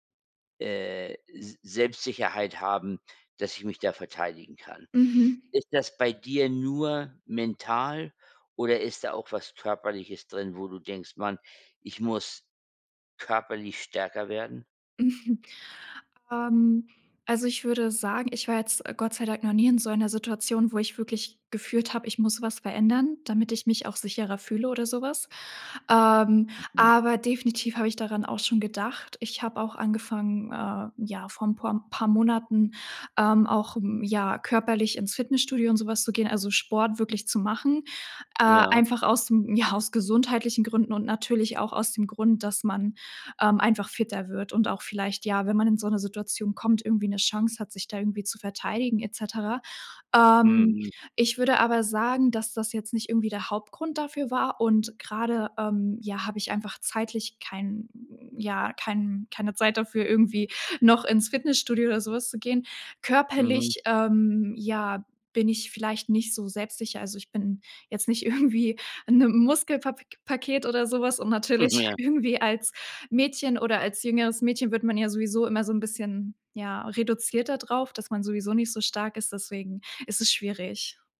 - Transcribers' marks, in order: laughing while speaking: "irgendwie 'n, ähm"; laughing while speaking: "Hm, ja"
- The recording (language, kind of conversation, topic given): German, podcast, Was hilft dir, aus der Komfortzone rauszugehen?